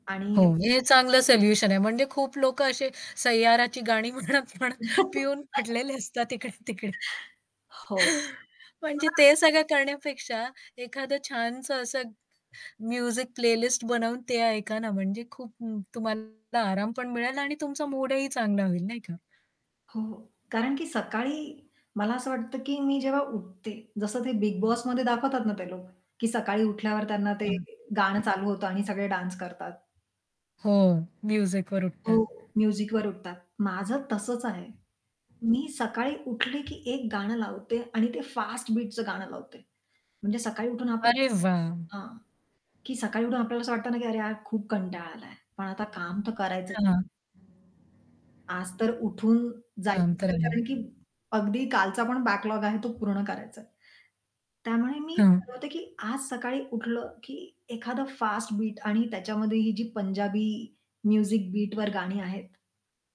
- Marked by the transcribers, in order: static; mechanical hum; chuckle; laughing while speaking: "म्हणत म्हणत पिऊन खडलेले असतात इकडे-तिकडे"; unintelligible speech; other noise; in English: "म्युझिक प्लेलिस्ट"; distorted speech; tapping; other background noise; in English: "डान्स"; in English: "म्युझिकवर"; in English: "म्युझिकवर"; in English: "बॅकलॉग"
- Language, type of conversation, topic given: Marathi, podcast, चित्रपटांच्या गाण्यांनी तुमच्या संगीताच्या आवडीनिवडींवर काय परिणाम केला आहे?